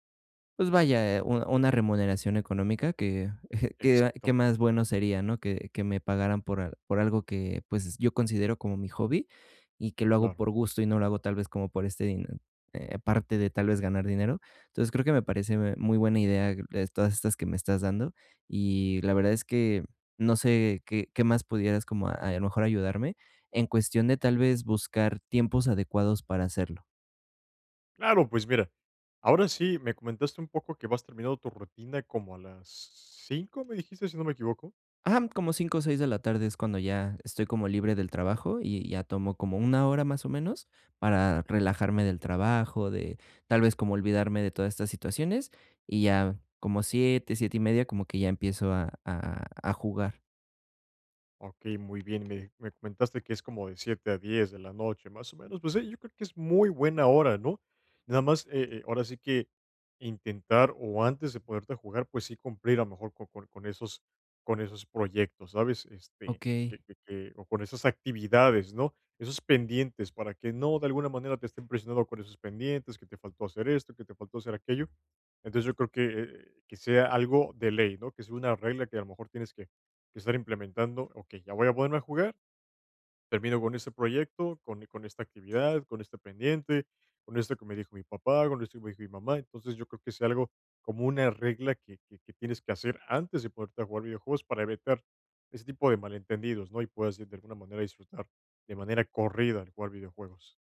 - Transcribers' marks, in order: chuckle; tapping
- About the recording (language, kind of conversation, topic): Spanish, advice, Cómo crear una rutina de ocio sin sentirse culpable